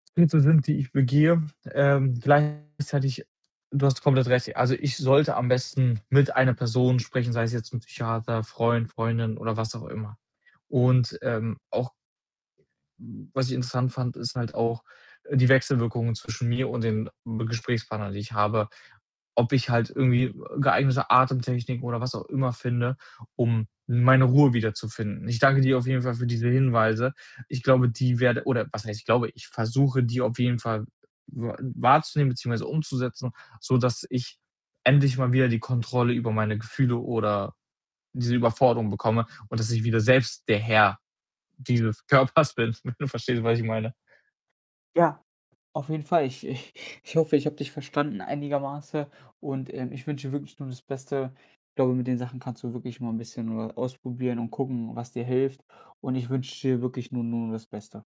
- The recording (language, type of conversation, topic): German, advice, Was kann ich tun, wenn mich meine Gefühle gerade überwältigen und ich mich überfordert fühle?
- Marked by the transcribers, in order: other background noise; distorted speech; laughing while speaking: "Körpers bin. Wenn du verstehst"; static; laughing while speaking: "ich"